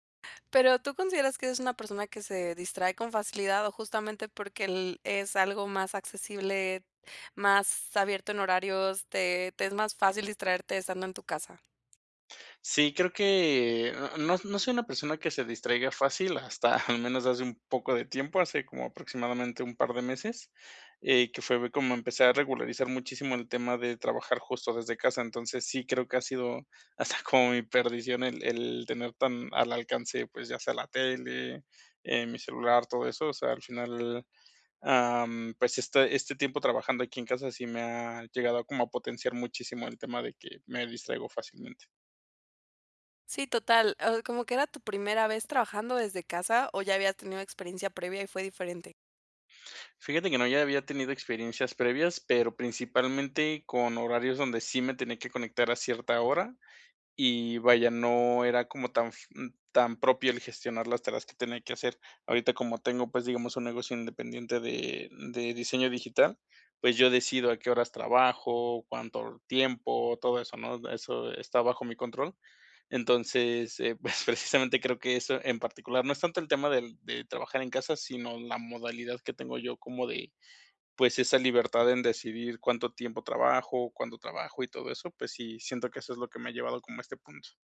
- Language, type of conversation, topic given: Spanish, advice, ¿Cómo puedo reducir las distracciones para enfocarme en mis prioridades?
- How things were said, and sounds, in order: other background noise; chuckle; chuckle